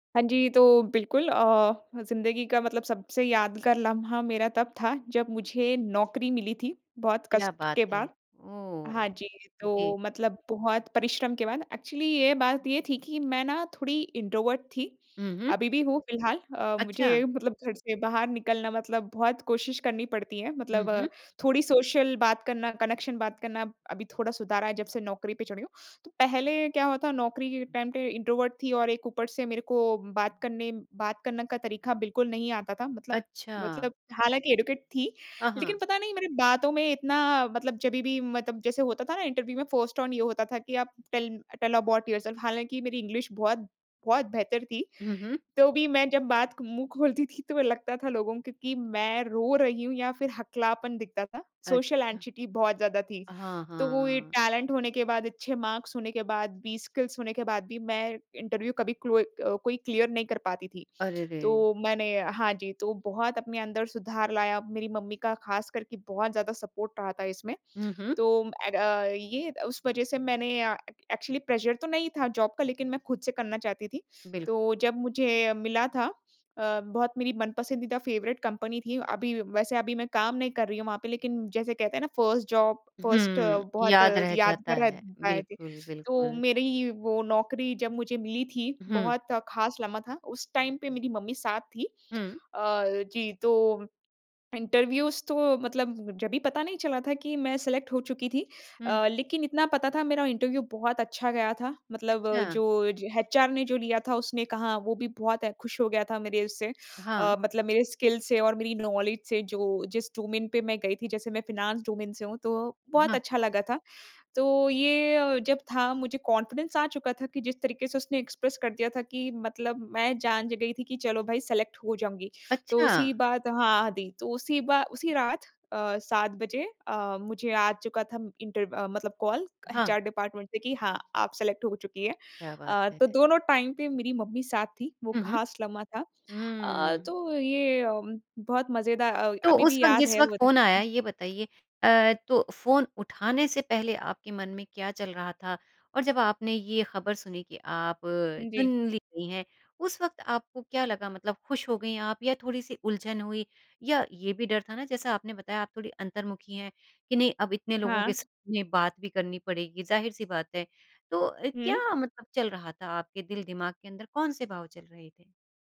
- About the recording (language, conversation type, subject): Hindi, podcast, आपकी ज़िंदगी का सबसे यादगार लम्हा कौन सा रहा?
- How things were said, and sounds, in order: tapping; in English: "एक्चुअली"; in English: "इंट्रोवर्ट"; in English: "कनेक्शन"; in English: "टाइम"; in English: "इंट्रोवर्ट"; "तरीका" said as "तरीखा"; in English: "एजुकेट"; in English: "इंटरव्यू"; in English: "फर्स्ट ऑन यू"; in English: "टेल टेल अबाउट योरसेल्फ"; in English: "इंग्लिश"; laughing while speaking: "थी"; in English: "सोशल एंक्शिटी"; "एंग्जायटी" said as "एंक्शिटी"; in English: "टैलेंट"; in English: "मार्क्स"; in English: "स्किल्स"; in English: "इंटरव्यू"; in English: "क्लियर"; in English: "सपोर्ट"; in English: "एण्ड"; in English: "ए एक्चुअली प्रेशर"; in English: "जॉब"; in English: "फेवरेट कंपनी"; in English: "फर्स्ट जॉब, फर्स्ट"; in English: "टाइम"; in English: "इंटरव्यूज़"; in English: "सेलेक्ट"; in English: "इंटरव्यू"; in English: "स्किल्स"; in English: "नॉलेज"; in English: "डोमेन"; in English: "फाइनेंस डोमेन"; in English: "कॉन्फिडेंस"; in English: "एक्सप्रेस"; in English: "सेलेक्ट"; in English: "डिपार्टमेंट"; in English: "सेलेक्ट"; in English: "टाइम"